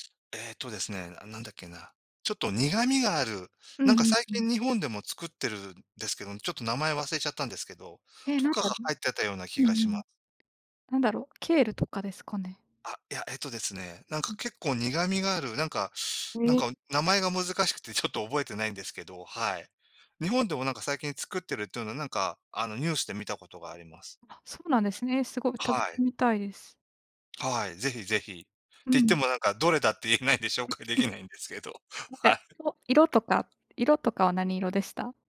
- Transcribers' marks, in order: other background noise; laughing while speaking: "言えないんで紹介出来ないんですけど、はい"; unintelligible speech
- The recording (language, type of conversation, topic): Japanese, unstructured, 旅行中に食べた一番おいしかったものは何ですか？